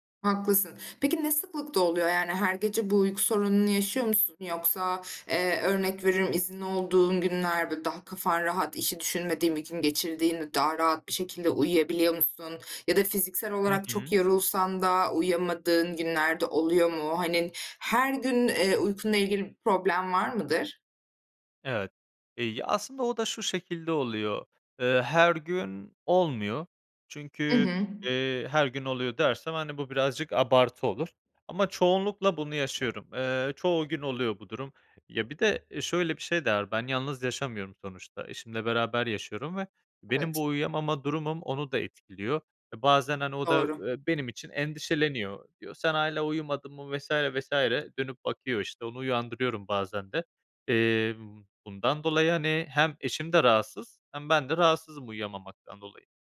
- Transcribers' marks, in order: other background noise; tapping
- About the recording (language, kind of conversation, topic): Turkish, advice, İş stresi uykumu etkiliyor ve konsantre olamıyorum; ne yapabilirim?